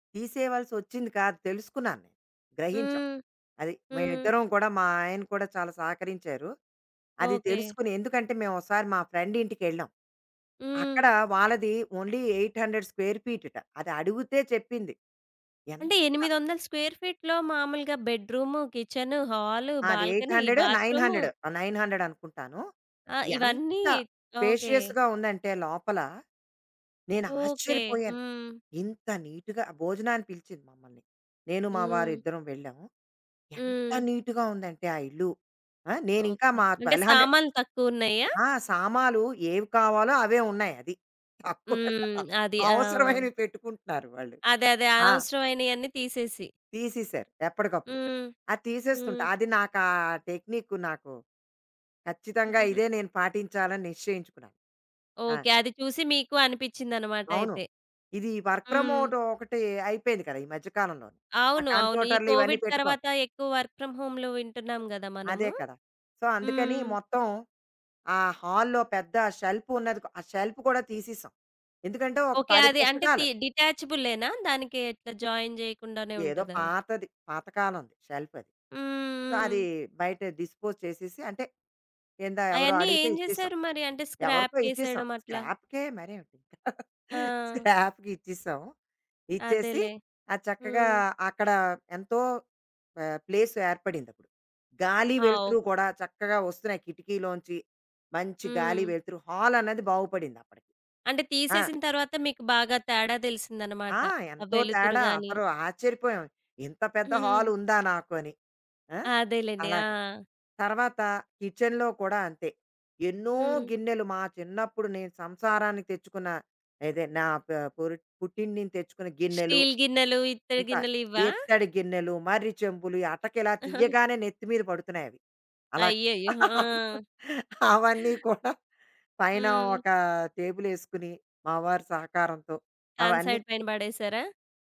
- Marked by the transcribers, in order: in English: "ఓన్లీ ఎయిట్ హండ్రెడ్ స్క్వేర్"; in English: "స్క్వేర్ ఫీట్‌లో"; in English: "బాల్కనీ"; in English: "ఎయిట్ హండ్రెడు నైన్ హండ్రెడు"; in English: "నైన్ హండ్రెడ్"; in English: "స్పేషియస్‌గా"; in English: "నీట్‌గా"; stressed: "ఎంత"; in English: "నీట్‌గా"; in English: "ట్వెల్వ్ హండ్రెడ్"; laughing while speaking: "తక్కువ"; giggle; in English: "వర్క్ ఫ్రమ్"; in English: "కోవిడ్"; in English: "వర్క్ ఫ్రామ్"; in English: "సో"; in English: "షెల్ఫ్"; in English: "జాయిన్"; in English: "సో"; other background noise; in English: "డిస్పోజ్"; in English: "స్క్రాప్‌కే"; tapping; chuckle; in English: "స్క్రాప్‌కి"; in English: "ప్లేస్"; in English: "కిచెన్‌లో"; in English: "స్టీల్"; chuckle; laugh; in English: "సన్ సైడ్"
- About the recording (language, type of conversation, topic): Telugu, podcast, ఒక చిన్న అపార్ట్‌మెంట్‌లో హోమ్ ఆఫీస్‌ను ఎలా ప్రయోజనకరంగా ఏర్పాటు చేసుకోవచ్చు?